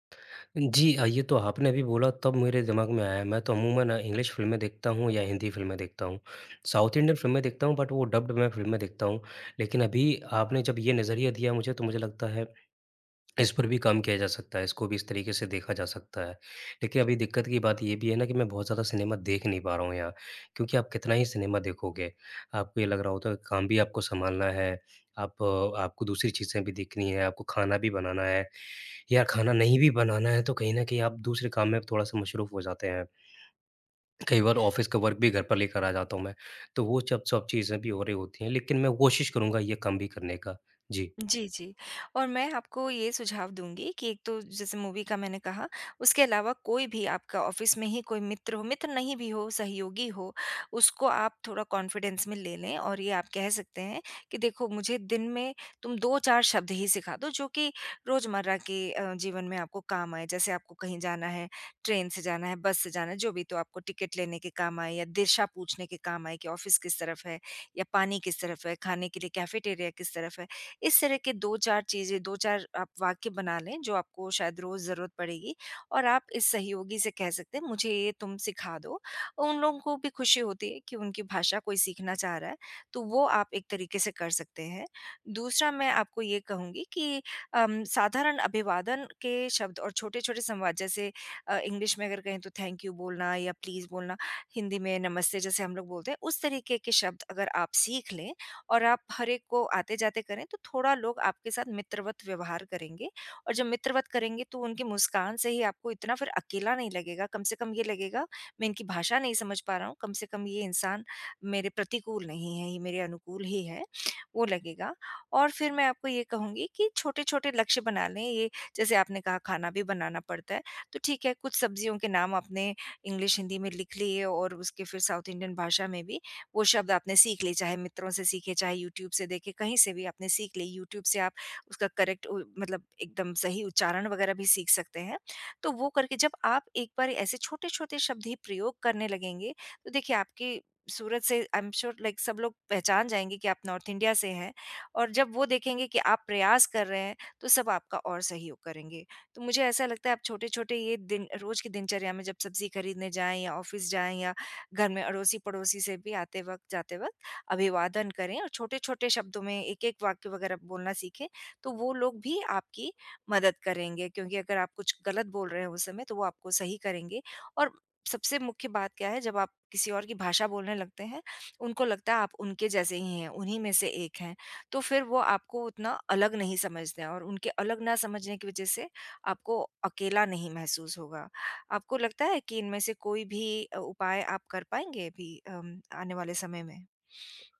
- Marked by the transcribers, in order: tapping; other background noise; in English: "साउथ इंडियन"; in English: "बट"; in English: "डब्ड"; in English: "सिनेमा"; in English: "सिनेमा"; in English: "ऑफिस"; in English: "वर्क"; in English: "मूवी"; in English: "ऑफिस"; in English: "कॉन्फिडेंस"; in English: "ऑफिस"; in English: "कैफेटेरिया"; in English: "थैंक यू"; in English: "प्लीज़"; in English: "साउथ इंडियन"; in English: "करेक्ट"; in English: "आई एम श्योर लाइक"; in English: "नॉर्थ इंडिया"; in English: "ऑफिस"
- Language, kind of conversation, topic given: Hindi, advice, नए शहर में लोगों से सहजता से बातचीत कैसे शुरू करूँ?